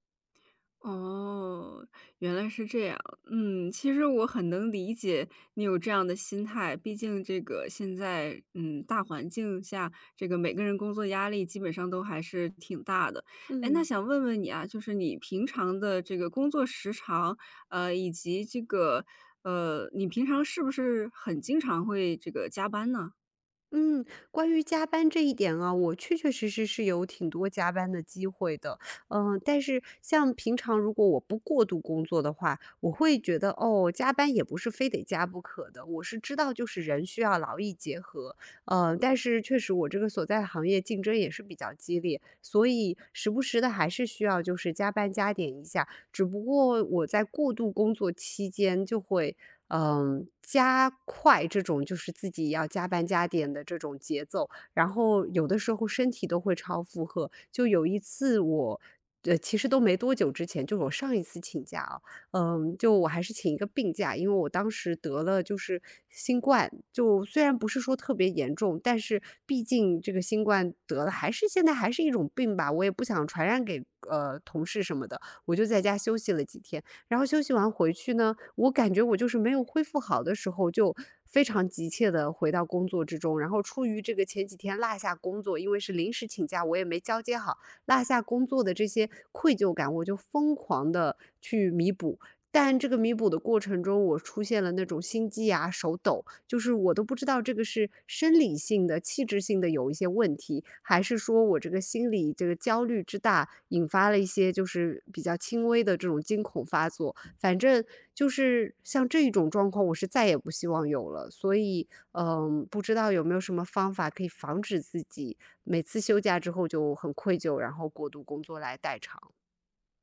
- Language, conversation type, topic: Chinese, advice, 为什么我复工后很快又会回到过度工作模式？
- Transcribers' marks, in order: other background noise